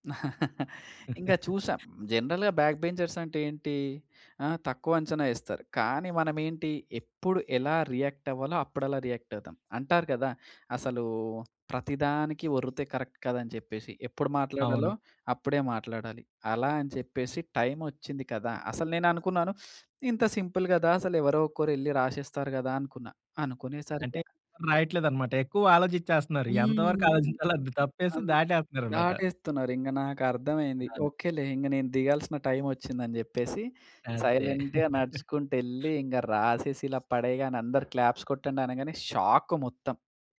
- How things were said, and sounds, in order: giggle; in English: "జనరల్‌గా బ్యాక్ బెంచర్స్"; giggle; in English: "రియాక్ట్"; in English: "రియాక్ట్"; in English: "కరక్ట్"; sniff; in English: "సింపుల్"; in English: "సైలెంట్‌గా"; giggle; in English: "క్లాప్స్"; in English: "షాక్"
- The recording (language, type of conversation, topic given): Telugu, podcast, నీ జీవితానికి నేపథ్య సంగీతం ఉంటే అది ఎలా ఉండేది?